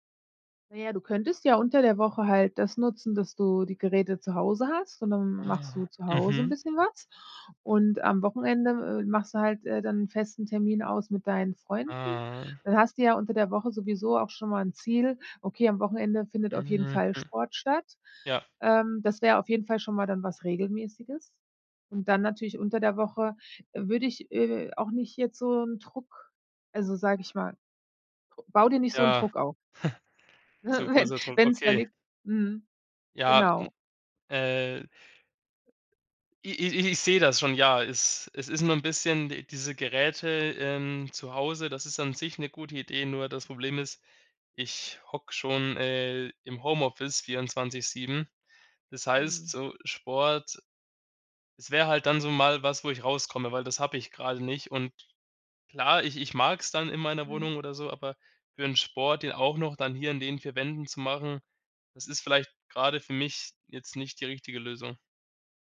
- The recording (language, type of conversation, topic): German, advice, Warum fehlt mir die Motivation, regelmäßig Sport zu treiben?
- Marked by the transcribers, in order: chuckle; laughing while speaking: "wenn"; other noise